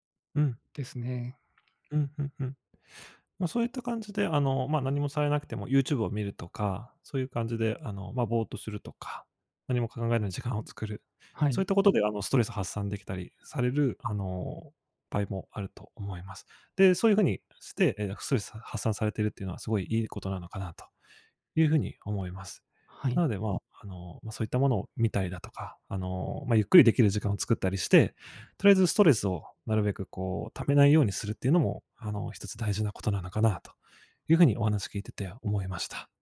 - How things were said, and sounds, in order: none
- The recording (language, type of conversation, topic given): Japanese, advice, 夜なかなか寝つけず毎晩寝不足で困っていますが、どうすれば改善できますか？